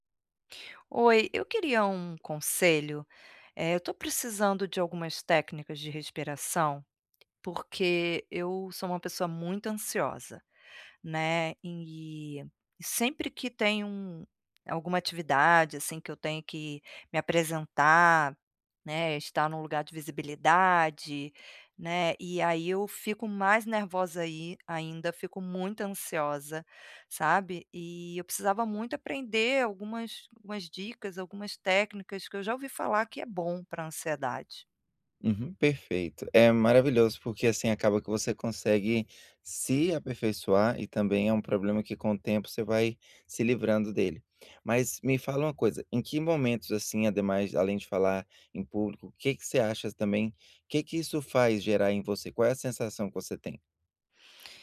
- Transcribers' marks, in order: tapping
- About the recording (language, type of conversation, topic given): Portuguese, advice, Quais técnicas de respiração posso usar para autorregular minhas emoções no dia a dia?